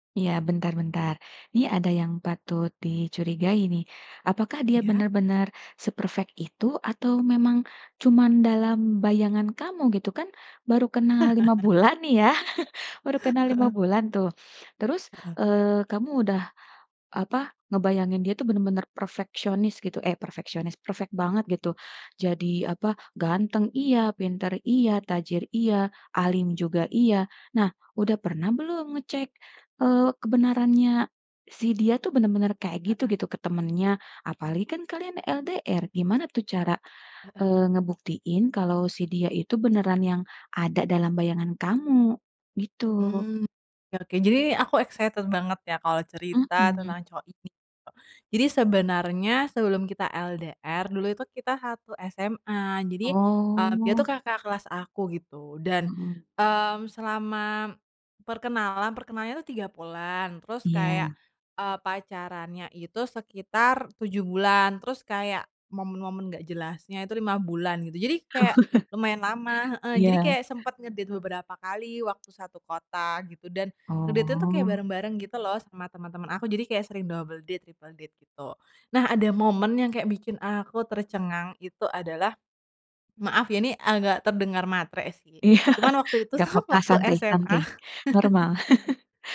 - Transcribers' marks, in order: laugh; chuckle; tapping; in English: "excited"; drawn out: "Oh"; other background noise; laughing while speaking: "Oh"; laugh; in English: "nge-date"; in English: "nge-date-nya"; in English: "double date, triple date"; laughing while speaking: "Iya"; laughing while speaking: "sa"; laugh; chuckle
- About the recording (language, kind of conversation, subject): Indonesian, advice, Bagaimana cara berhenti terus-menerus memeriksa akun media sosial mantan dan benar-benar bisa move on?